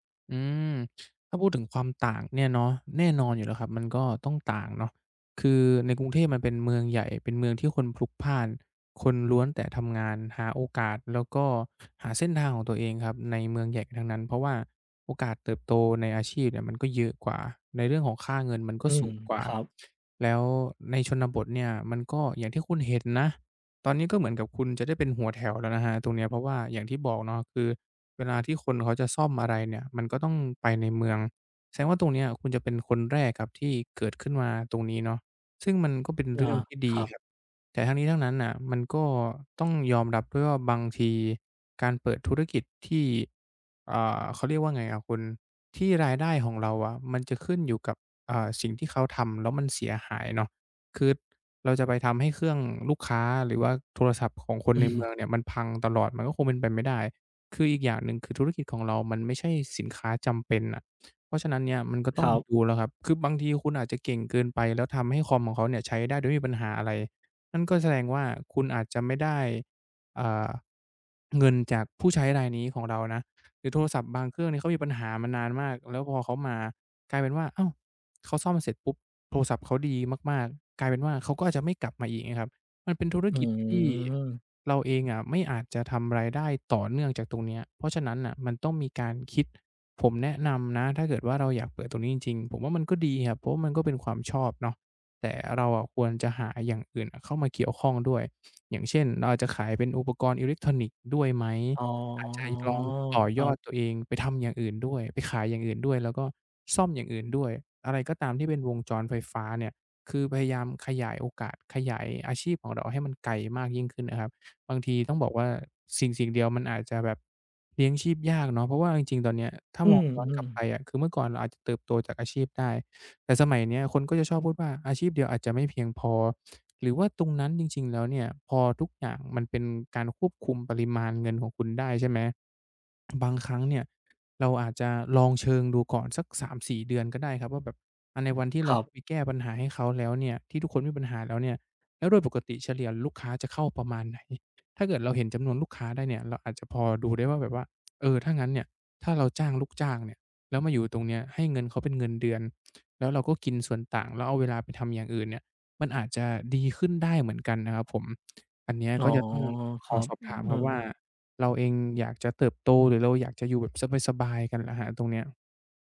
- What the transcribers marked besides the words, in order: other background noise; tapping; laughing while speaking: "อืม"; other noise
- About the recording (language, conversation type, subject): Thai, advice, คุณควรลาออกจากงานที่มั่นคงเพื่อเริ่มธุรกิจของตัวเองหรือไม่?